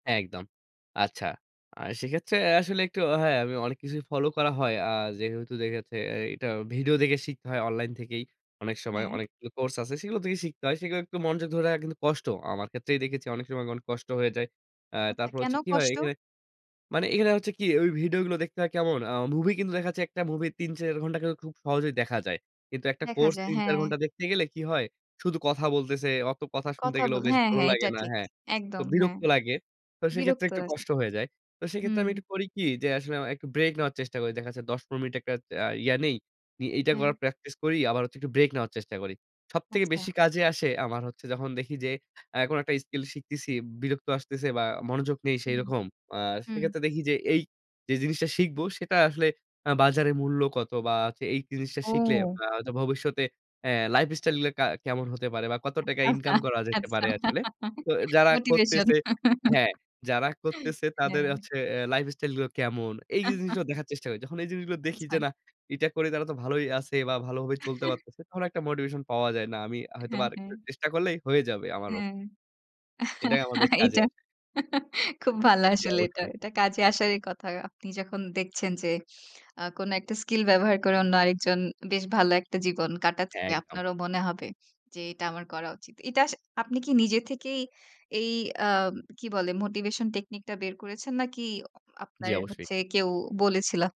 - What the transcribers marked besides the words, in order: tapping; laughing while speaking: "আচ্ছা, আচ্ছা। মোটিভেশন। হ্যাঁ"; chuckle; chuckle; laughing while speaking: "হ্যাঁ। এইটা। খুব ভালো আসলে এটা"; other background noise
- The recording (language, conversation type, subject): Bengali, podcast, আপনি ব্যস্ততার মধ্যেও নিজের শেখার জন্য কীভাবে সময় বের করে নিতেন?